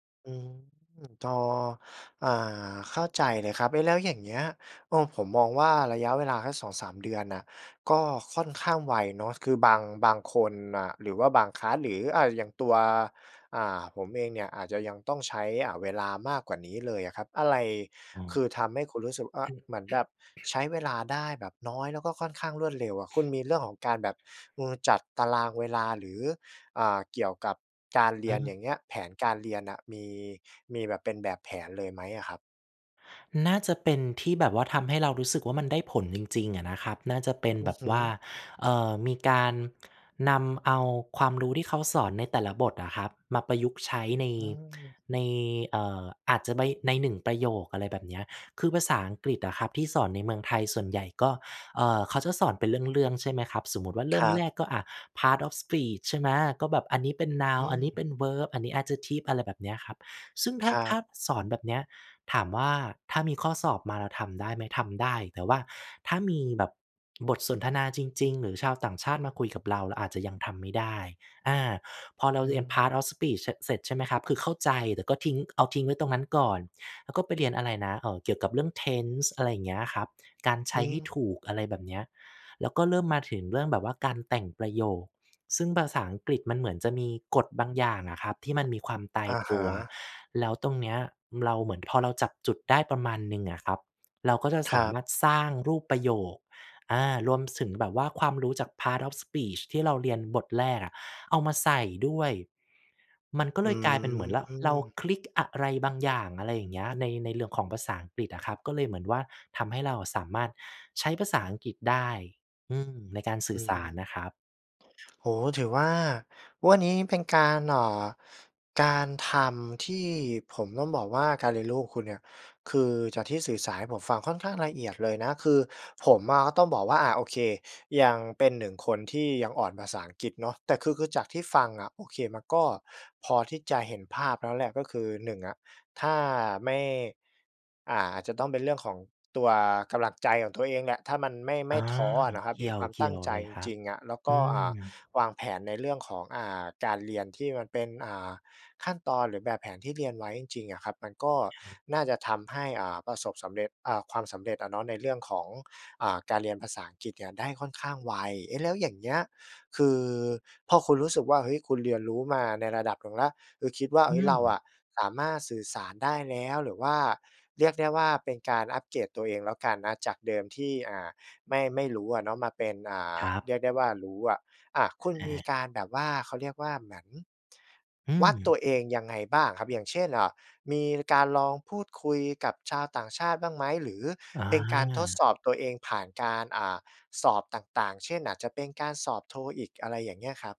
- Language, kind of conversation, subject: Thai, podcast, เริ่มเรียนรู้ทักษะใหม่ตอนเป็นผู้ใหญ่ คุณเริ่มต้นอย่างไร?
- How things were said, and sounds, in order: in English: "คลาส"; throat clearing; "ถึง" said as "สึง"; "เรื่อง" said as "เหรื่อง"